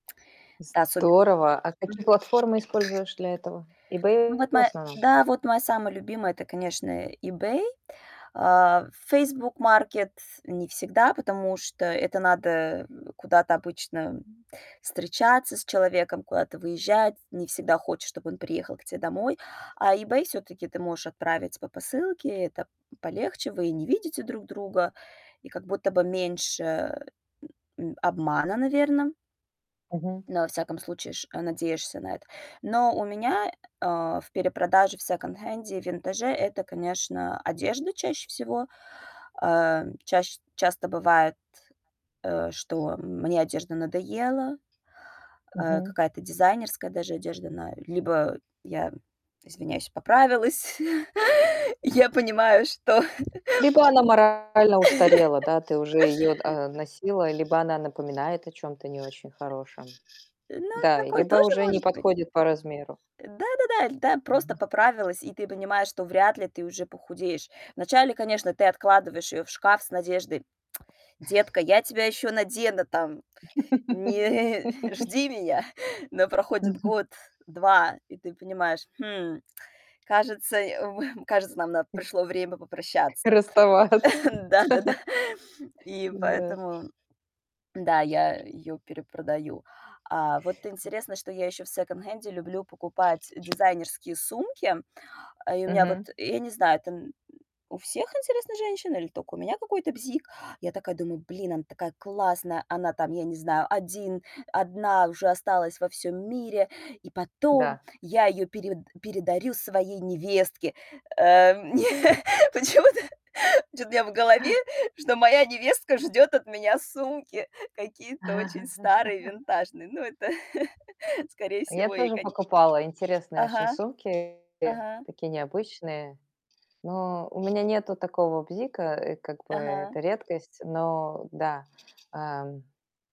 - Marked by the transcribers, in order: other background noise; distorted speech; background speech; laugh; laughing while speaking: "что"; laugh; tapping; laugh; laughing while speaking: "не"; chuckle; laughing while speaking: "Расставаться"; laugh; chuckle; laughing while speaking: "Да-да-да"; other noise; laugh; laughing while speaking: "почему-то"; laugh; chuckle
- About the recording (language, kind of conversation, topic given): Russian, podcast, Как ты относишься к секонд-хенду и винтажу?